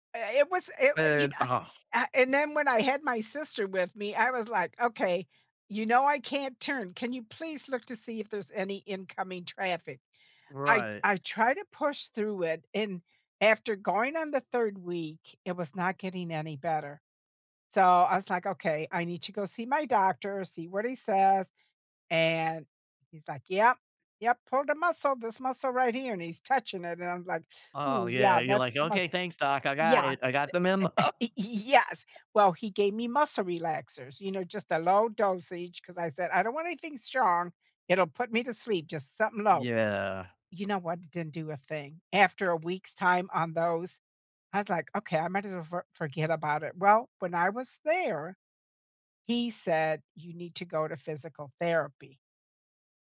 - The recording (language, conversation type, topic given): English, unstructured, How should I decide whether to push through a workout or rest?
- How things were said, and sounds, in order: sigh; laugh; drawn out: "Yeah"; tapping